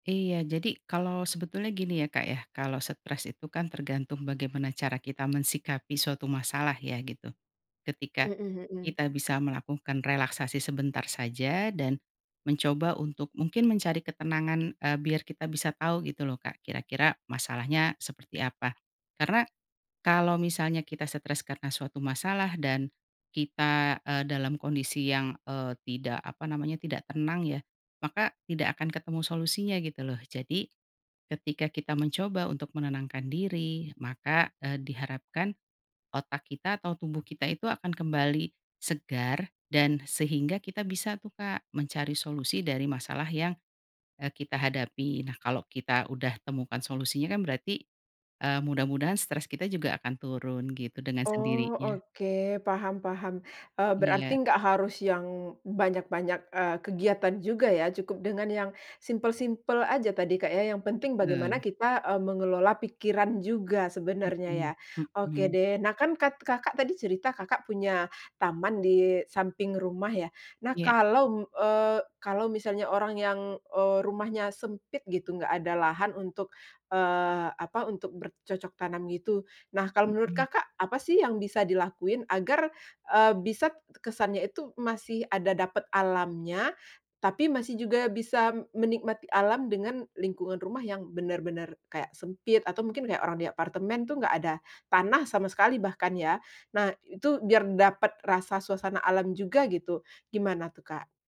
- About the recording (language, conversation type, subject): Indonesian, podcast, Tips mengurangi stres lewat kegiatan sederhana di alam
- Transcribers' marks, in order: none